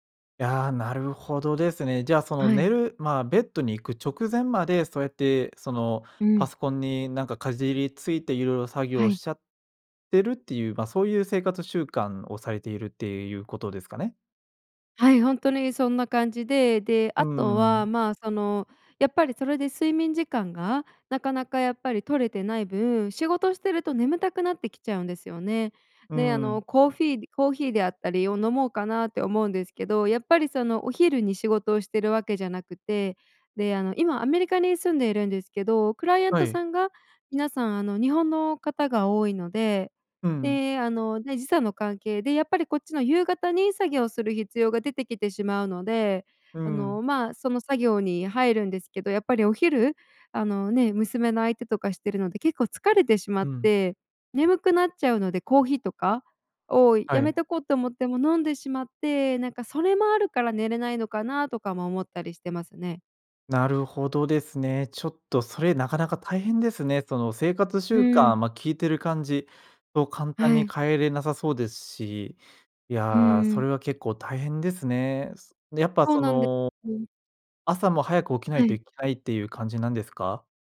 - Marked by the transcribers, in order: other background noise
- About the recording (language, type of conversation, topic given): Japanese, advice, 布団に入ってから寝つけずに長時間ゴロゴロしてしまうのはなぜですか？